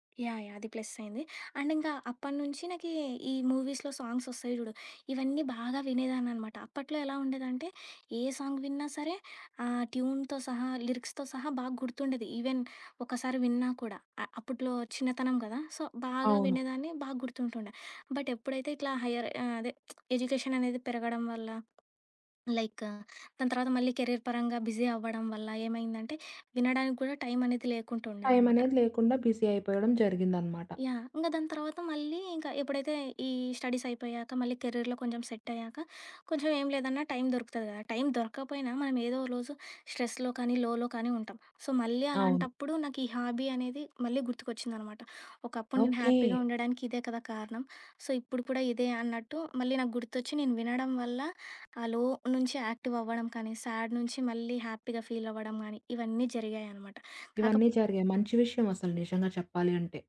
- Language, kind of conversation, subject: Telugu, podcast, పాత హాబీతో మళ్లీ మమేకమయ్యేటప్పుడు సాధారణంగా ఎదురయ్యే సవాళ్లు ఏమిటి?
- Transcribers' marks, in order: in English: "అండ్"; in English: "మూవీస్‌లో"; in English: "సాంగ్"; in English: "ట్యూన్‌తో"; in English: "లిరిక్స్‌తో"; in English: "ఈవెన్"; in English: "సో"; in English: "హైయర్"; lip smack; tapping; in English: "లైక్"; in English: "కెరీర్"; in English: "బిజీ"; in English: "బిజీ"; in English: "కెరీర్‌లో"; in English: "స్ట్రెస్‌లో"; in English: "లోలో"; in English: "సో"; in English: "హాబీ"; in English: "హ్యాపీగా"; in English: "సో"; in English: "లో"; in English: "సాడ్"; in English: "హ్యాపీగా"